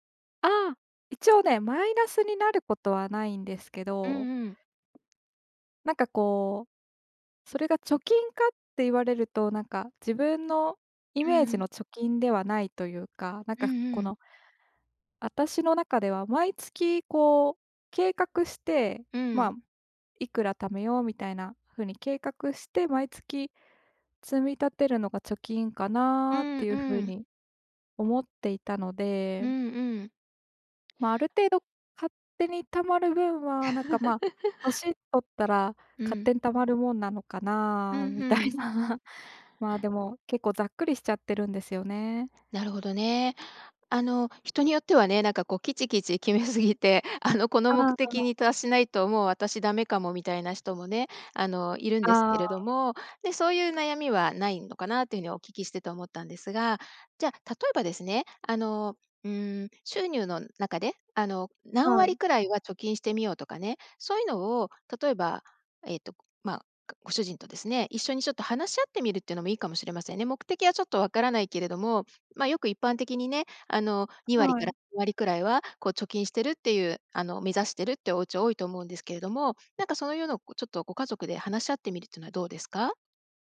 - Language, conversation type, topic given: Japanese, advice, 将来のためのまとまった貯金目標が立てられない
- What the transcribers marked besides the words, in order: other noise; laugh; laughing while speaking: "みたいな"